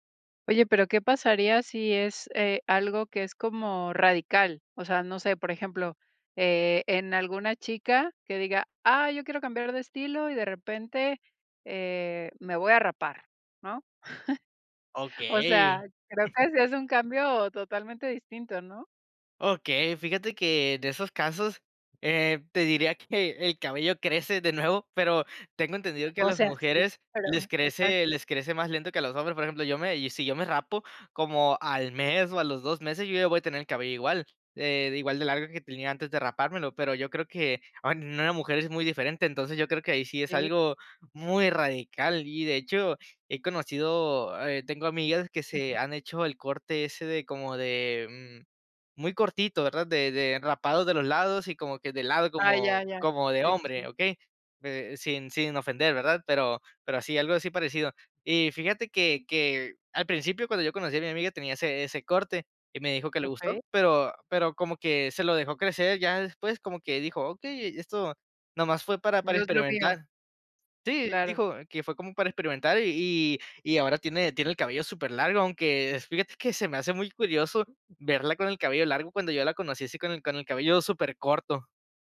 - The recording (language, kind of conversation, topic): Spanish, podcast, ¿Qué consejo darías a alguien que quiere cambiar de estilo?
- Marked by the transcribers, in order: chuckle; tapping; other background noise